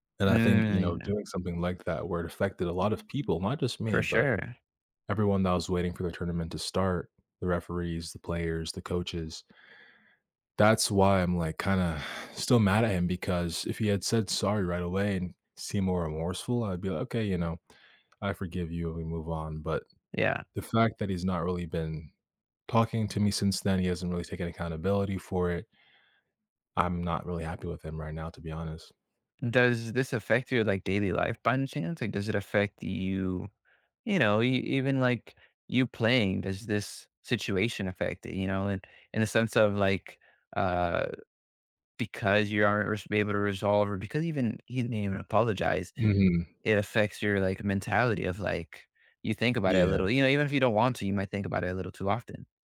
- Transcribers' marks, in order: tapping; exhale
- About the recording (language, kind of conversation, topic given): English, advice, How can I talk to someone close to me about feeling let down and decide what comes next?
- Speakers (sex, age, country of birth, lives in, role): male, 18-19, Canada, United States, user; male, 20-24, Puerto Rico, United States, advisor